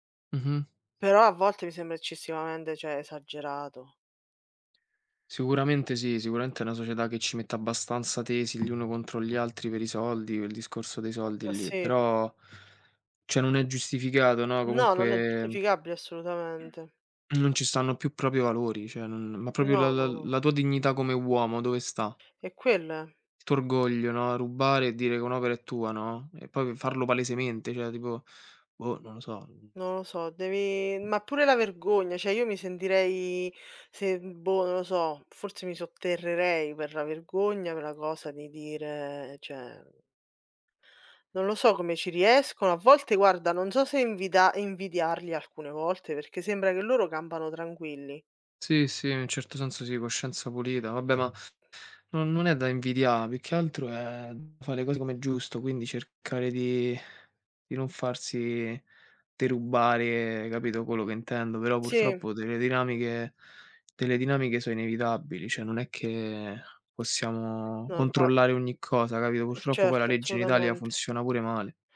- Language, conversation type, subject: Italian, unstructured, Qual è la cosa più triste che il denaro ti abbia mai causato?
- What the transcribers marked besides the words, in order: "eccessivamente" said as "eccessivamende"; "cioè" said as "ceh"; "esagerato" said as "esaggerato"; "cioè" said as "ceh"; "giustificabile" said as "giustificabbile"; "cioè" said as "ceh"; "rubare" said as "rubbare"; "cioè" said as "ceh"; other background noise; "cioè" said as "ceh"; "invidiare" said as "invidià"; "derubare" said as "derubbare"; "inevitabili" said as "inevitabbili"; "cioè" said as "ceh"; "assolutamente" said as "solutamente"